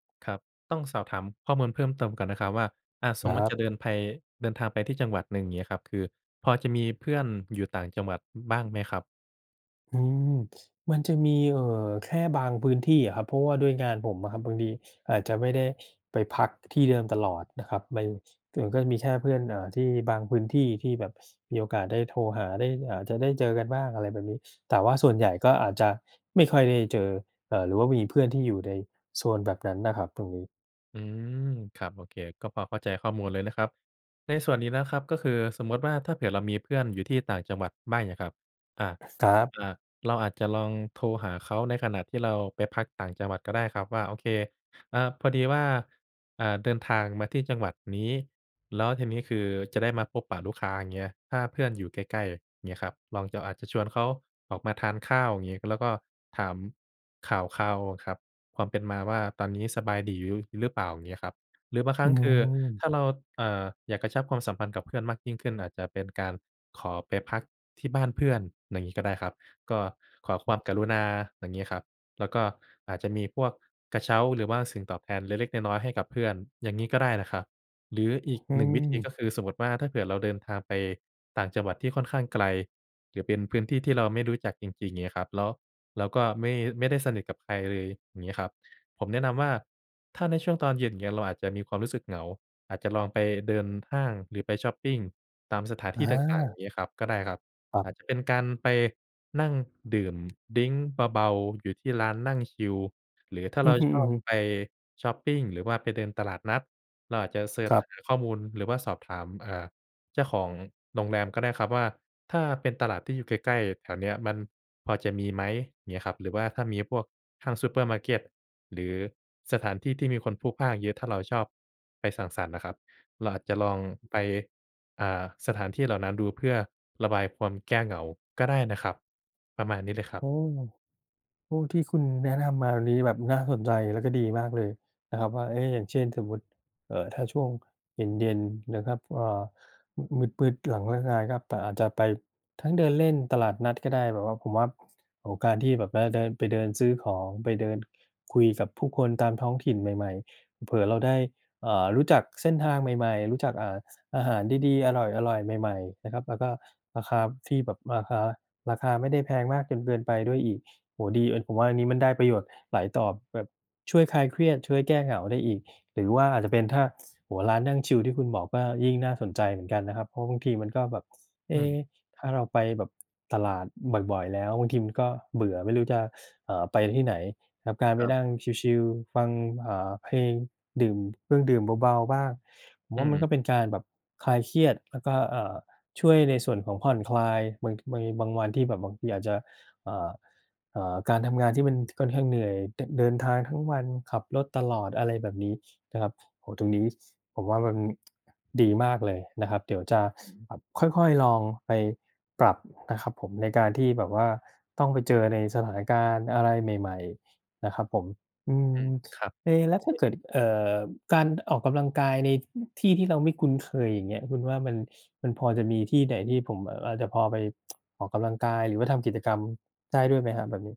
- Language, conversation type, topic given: Thai, advice, คุณปรับตัวอย่างไรหลังย้ายบ้านหรือย้ายไปอยู่เมืองไกลจากบ้าน?
- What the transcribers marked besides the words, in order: other background noise; tsk; unintelligible speech; tsk